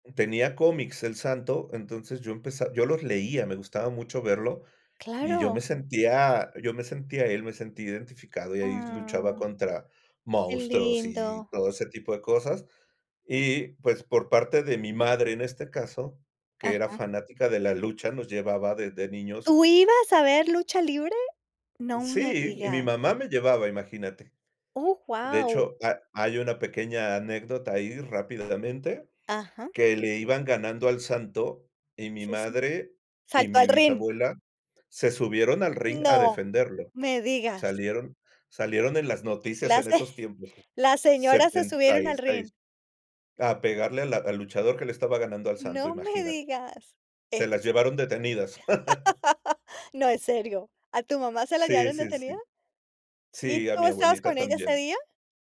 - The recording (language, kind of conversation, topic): Spanish, podcast, ¿Qué personaje de ficción sientes que te representa y por qué?
- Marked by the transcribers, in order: tapping; "ring" said as "rin"; laughing while speaking: "se"; laugh; chuckle